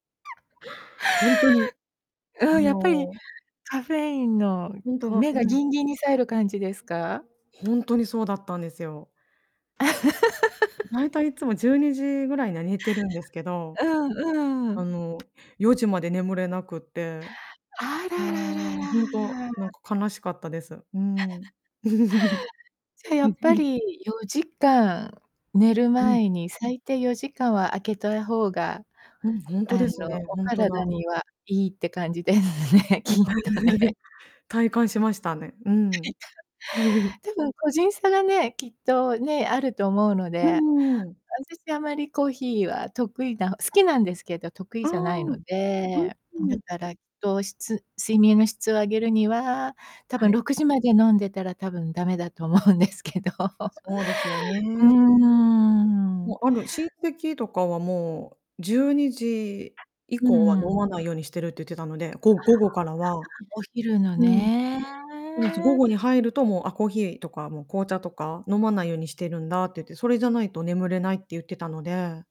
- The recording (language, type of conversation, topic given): Japanese, podcast, 睡眠の質を上げるために普段どんなことをしていますか？
- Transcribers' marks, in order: laugh; tapping; laugh; static; chuckle; giggle; laughing while speaking: "ですね、きっとね"; laugh; unintelligible speech; chuckle; distorted speech; laughing while speaking: "思うんですけど"; drawn out: "うーん"; other background noise; unintelligible speech; drawn out: "ね"